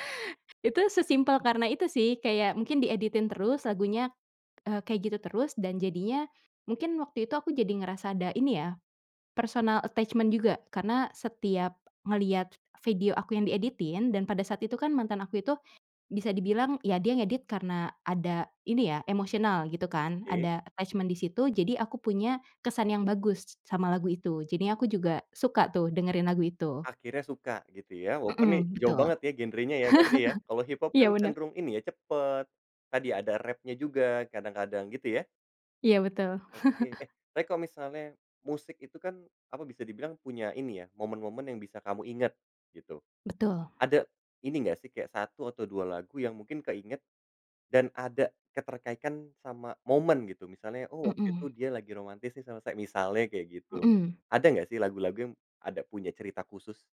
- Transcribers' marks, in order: in English: "personal attachment"; in English: "attachment"; laugh; tapping; laugh; other background noise
- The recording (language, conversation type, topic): Indonesian, podcast, Bagaimana teman atau pacar membuat selera musikmu berubah?